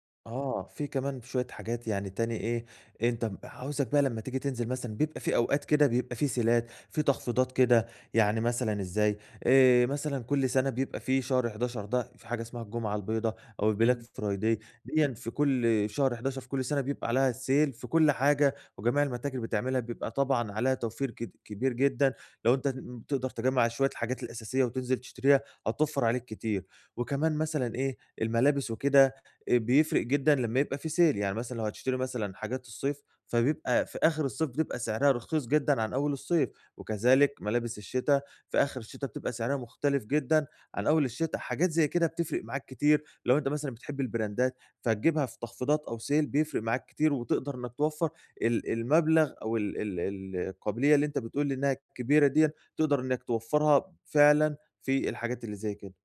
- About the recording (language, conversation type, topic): Arabic, advice, إزاي أتبضع بميزانية قليلة من غير ما أضحي بالستايل؟
- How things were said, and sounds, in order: in English: "سيلات"; in English: "البلاك فرايدي"; in English: "sale"; in English: "sale"; in English: "البراندات"; in English: "sale"